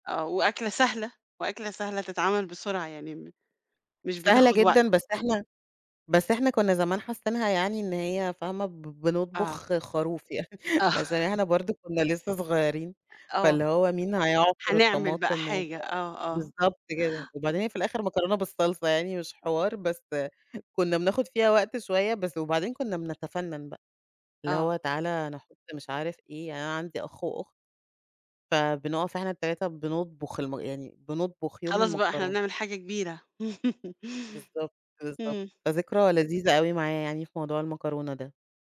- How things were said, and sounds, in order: laughing while speaking: "يعني"; laughing while speaking: "آه"; other noise; chuckle
- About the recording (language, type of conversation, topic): Arabic, podcast, إزاي بتحوّل مكونات بسيطة لوجبة لذيذة؟